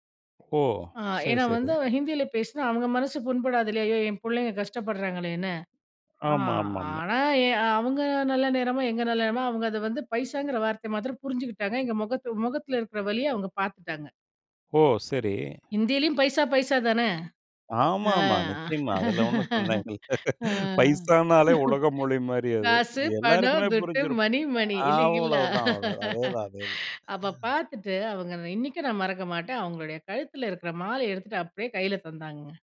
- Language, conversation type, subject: Tamil, podcast, மனஅழுத்தம் வந்தபோது ஆதரவைக் கேட்க எப்படி தயார் ஆகலாம்?
- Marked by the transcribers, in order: other noise; laughing while speaking: "அ, அ, காசு, பணம், துட்டு மணி, மணி, இல்லைங்களா"; singing: "காசு, பணம், துட்டு மணி, மணி"; laughing while speaking: "அதுல ஒண்ணும் சந்தேகம் இல்ல. பைசானாலே … அவ்வளவுதான், அதேதான் அதேதான்"